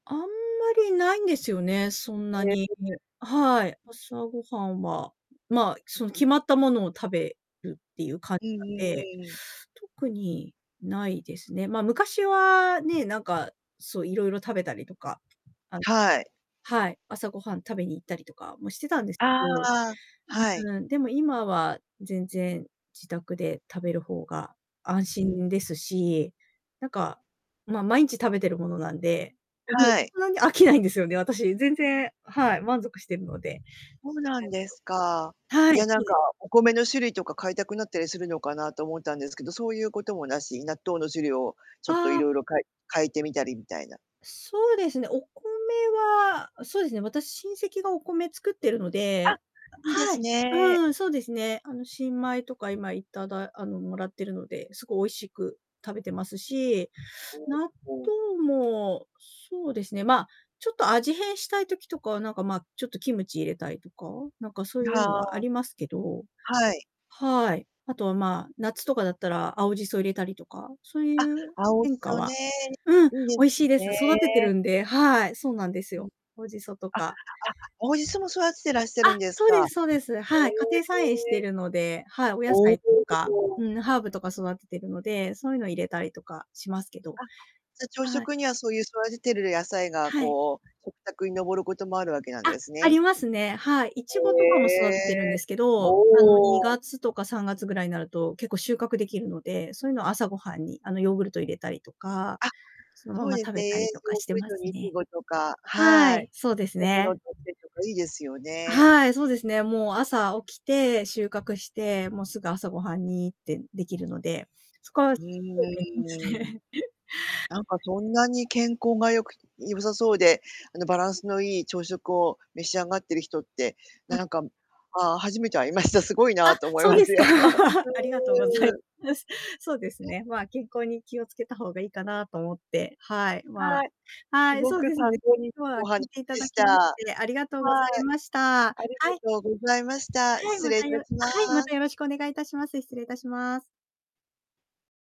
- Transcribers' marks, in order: distorted speech; unintelligible speech; other background noise; unintelligible speech; "青じそ" said as "おじそ"; laugh; unintelligible speech; laughing while speaking: "会いました、すごいなと思いますよ"; laughing while speaking: "そうですか。ありがとうございます"
- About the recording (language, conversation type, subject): Japanese, podcast, 朝ごはんには普段どんなものを食べていますか？